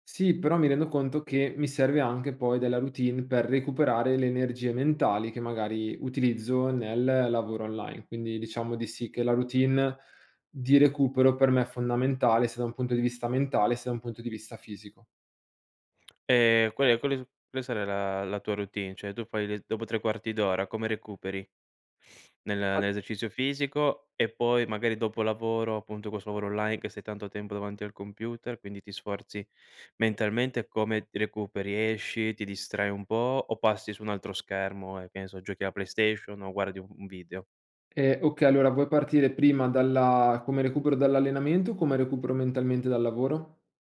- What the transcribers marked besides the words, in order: "Cioè" said as "ceh"; sniff
- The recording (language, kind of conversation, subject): Italian, podcast, Come creare una routine di recupero che funzioni davvero?